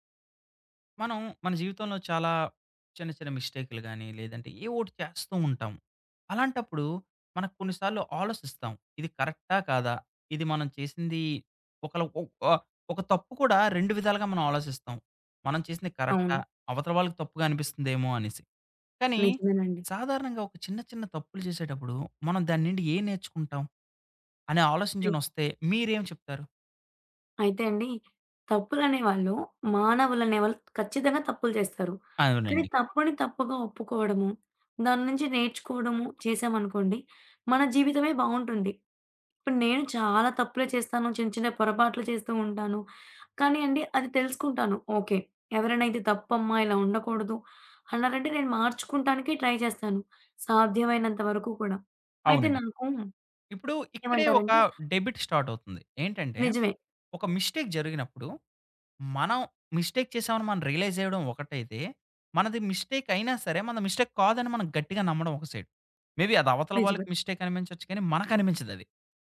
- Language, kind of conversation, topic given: Telugu, podcast, పొరపాట్ల నుంచి నేర్చుకోవడానికి మీరు తీసుకునే చిన్న అడుగులు ఏవి?
- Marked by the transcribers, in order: tapping; in English: "ట్రై"; in English: "డెబిట్"; in English: "మిస్టేక్"; in English: "మిస్టేక్"; in English: "రియలైజ్"; in English: "మిస్టేక్"; in English: "మిస్టేక్"; in English: "సైడ్. మేబీ"; in English: "మిస్టేక్"